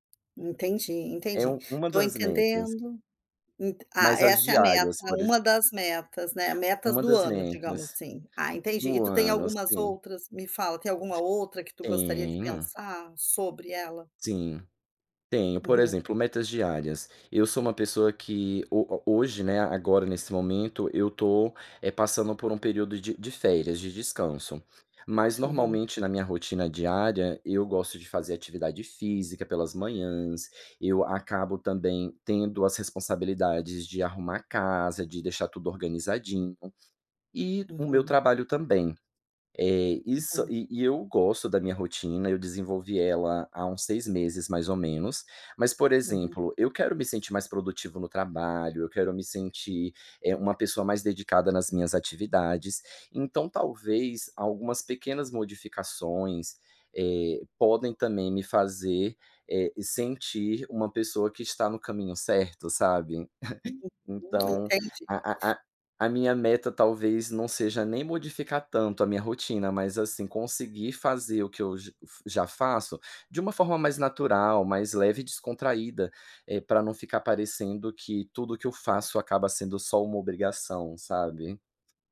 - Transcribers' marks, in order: tapping; other background noise; chuckle; unintelligible speech
- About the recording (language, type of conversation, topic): Portuguese, advice, Como posso definir metas claras e alcançáveis?